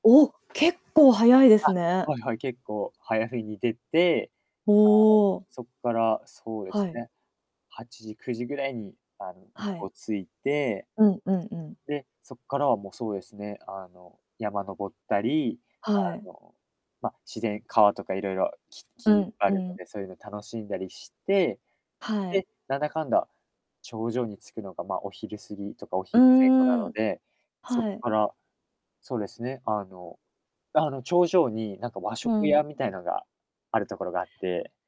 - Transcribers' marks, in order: distorted speech
- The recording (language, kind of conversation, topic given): Japanese, podcast, 休日の過ごし方でいちばん好きなのは何ですか？